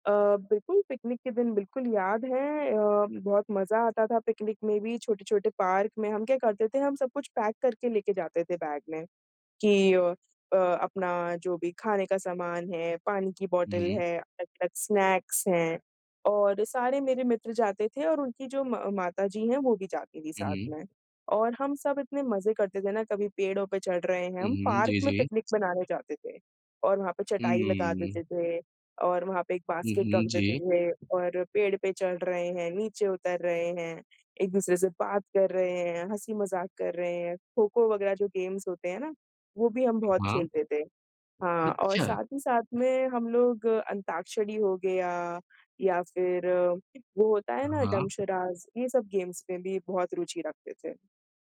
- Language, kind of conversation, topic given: Hindi, podcast, परिवार के साथ बाहर घूमने की आपकी बचपन की कौन-सी याद सबसे प्रिय है?
- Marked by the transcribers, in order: tapping; in English: "पैक"; in English: "बैग"; in English: "बॉटल"; in English: "स्नैक्स"; in English: "बास्केट"; in English: "गेम्स"; in English: "डम्ब शराड्स"; in English: "गेम्स"